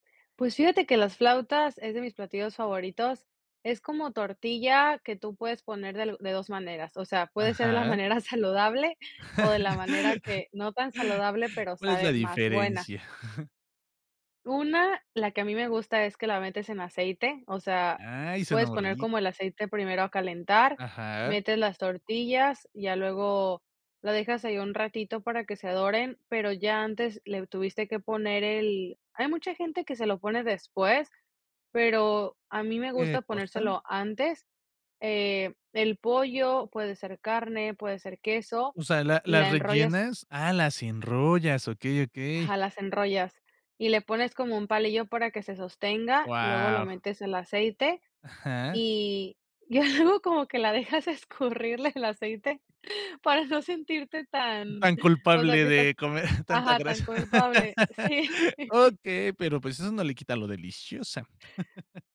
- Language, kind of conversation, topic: Spanish, podcast, ¿Cómo intentas transmitir tus raíces a la próxima generación?
- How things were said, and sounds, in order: laughing while speaking: "saludable"; laugh; chuckle; laughing while speaking: "algo como que la dejas escurrirle el aceite para no sentirte tan"; chuckle; laugh; laughing while speaking: "sí"; laugh